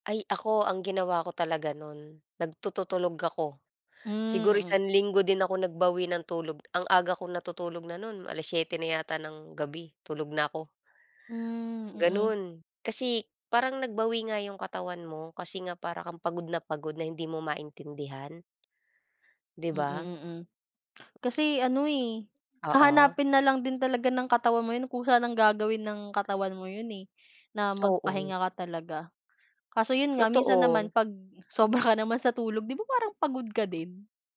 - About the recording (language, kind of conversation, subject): Filipino, unstructured, Naranasan mo na bang mapagod nang sobra dahil sa labis na trabaho, at paano mo ito hinarap?
- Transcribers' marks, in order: other background noise; tapping